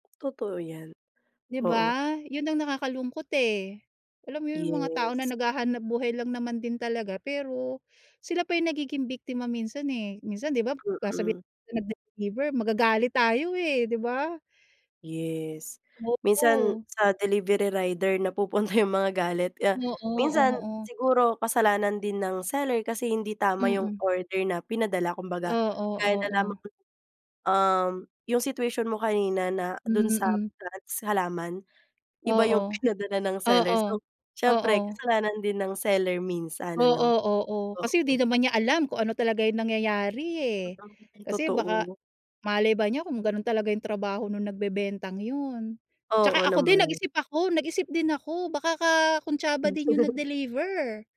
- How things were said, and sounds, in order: other background noise; laughing while speaking: "napupunta yung mga galit"; laughing while speaking: "pinadala"; unintelligible speech; anticipating: "'tsaka ako din nag-isip ako … din yung nag-deliver"; chuckle
- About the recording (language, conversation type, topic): Filipino, podcast, Ano ang naging karanasan mo sa pamimili online at sa mga naging problema sa paghahatid ng order mo?